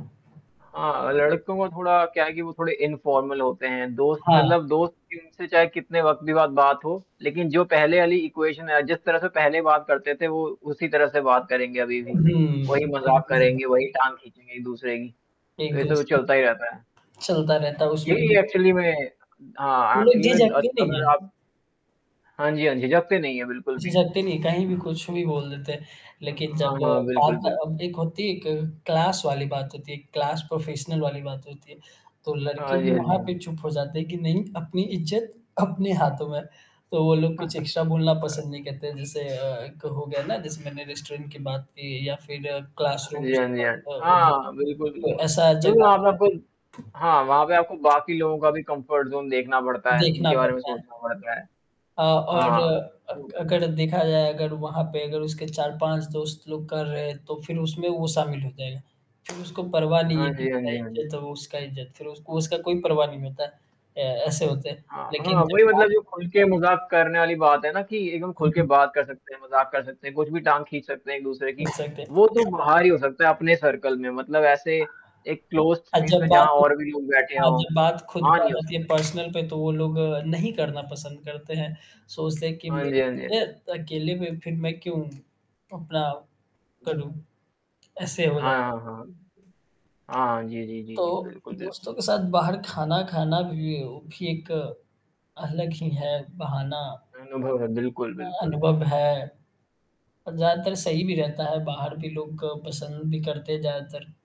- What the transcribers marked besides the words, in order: static; in English: "इनफॉर्मल"; distorted speech; in English: "इक्वेशन"; in English: "एक्चुअली"; in English: "क्लास"; in English: "क्लास प्रोफेशनल"; tapping; chuckle; in English: "एक्स्ट्रा"; in English: "रेस्टोरेंट"; in English: "क्लासरूम्स"; unintelligible speech; other background noise; in English: "कम्फ़र्ट ज़ोन"; unintelligible speech; in English: "सर्कल"; in English: "क्लोज़्ड स्पेस"; in English: "पर्सनल"; unintelligible speech
- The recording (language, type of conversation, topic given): Hindi, unstructured, आपको दोस्तों के साथ बाहर खाना पसंद है या घर पर पार्टी करना?